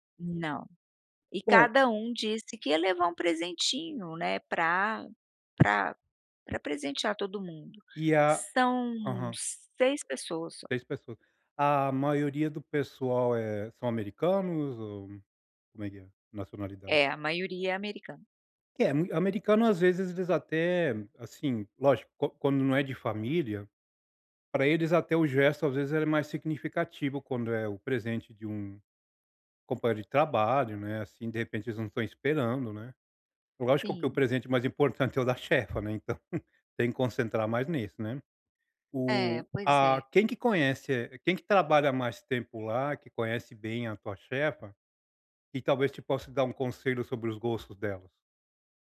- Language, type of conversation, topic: Portuguese, advice, Como posso encontrar presentes significativos para pessoas diferentes?
- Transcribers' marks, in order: chuckle